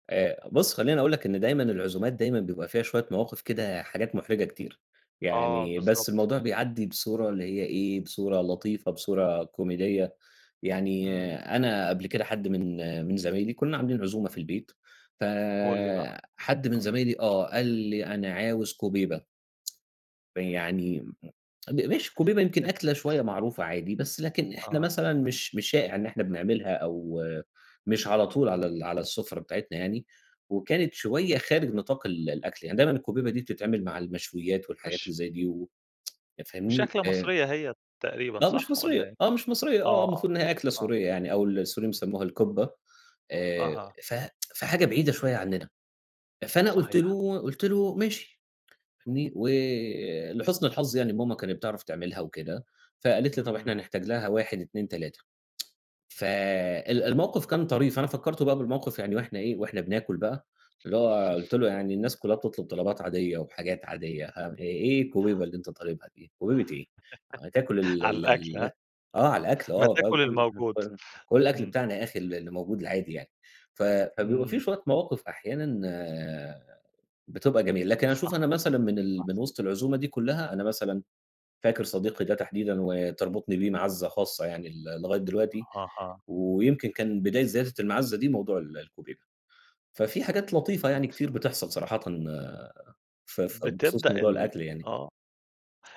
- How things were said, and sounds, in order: tsk; chuckle; tsk; tapping; tsk; tsk; chuckle; chuckle; unintelligible speech; unintelligible speech
- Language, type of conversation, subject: Arabic, podcast, إزاي بتخطط لوجبة لما يكون عندك ضيوف؟